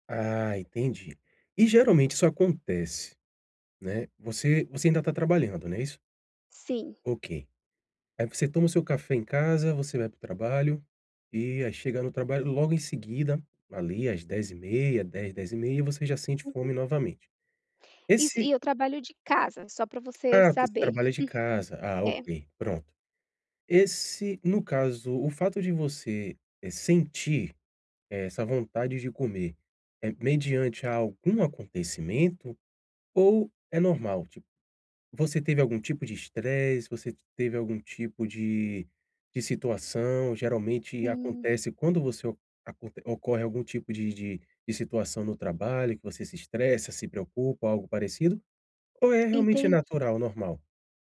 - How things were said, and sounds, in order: tapping; giggle
- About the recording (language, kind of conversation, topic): Portuguese, advice, Como posso aprender a reconhecer os sinais de fome e de saciedade no meu corpo?